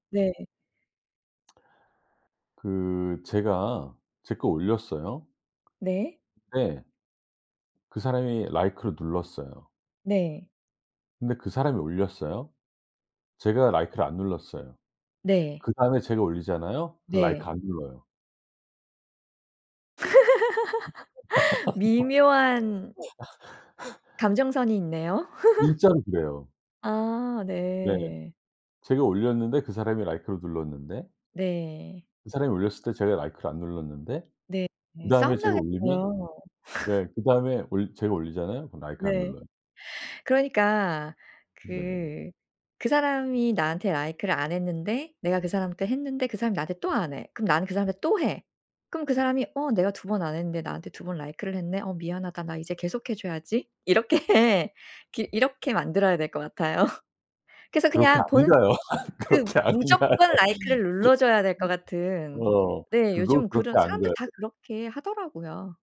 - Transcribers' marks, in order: other background noise; laugh; laugh; laugh; laughing while speaking: "이렇게"; laughing while speaking: "같아요"; laughing while speaking: "가요. 그렇게 안 가요"; laugh
- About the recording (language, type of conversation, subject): Korean, podcast, 소셜 미디어에 게시할 때 가장 신경 쓰는 점은 무엇인가요?